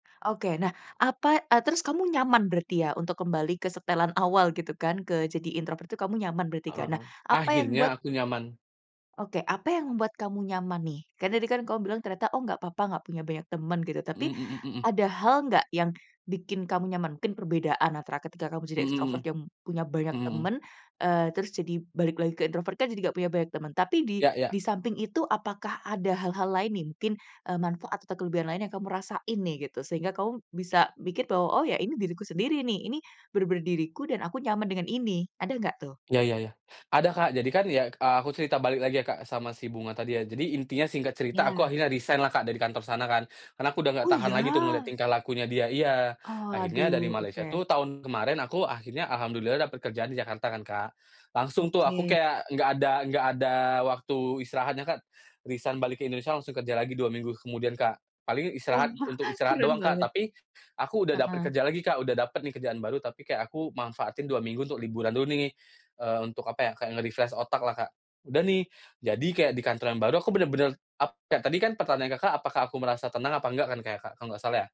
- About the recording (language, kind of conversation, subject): Indonesian, podcast, Bagaimana kamu bisa tetap menjadi diri sendiri di kantor?
- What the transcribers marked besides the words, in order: in English: "introvert"; in English: "extrovert"; in English: "introvert"; in English: "nge-refresh"